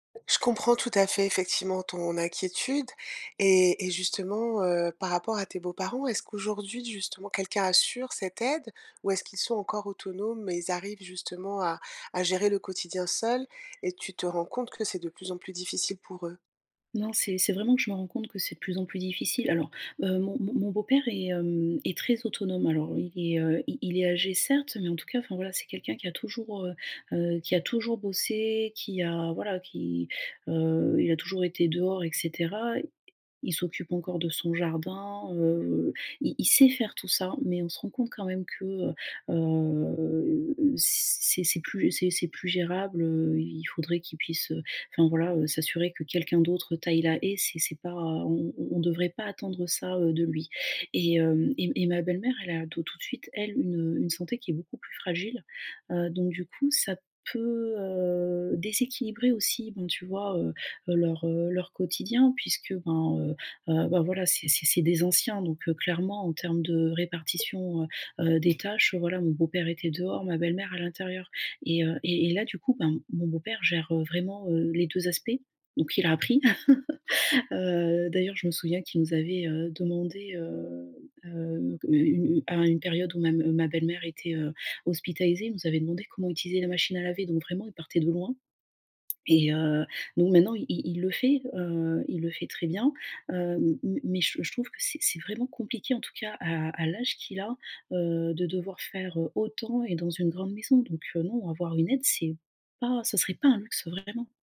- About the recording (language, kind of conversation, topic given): French, advice, Comment puis-je aider un parent âgé sans créer de conflits ?
- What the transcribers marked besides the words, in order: drawn out: "heu"; tapping; laugh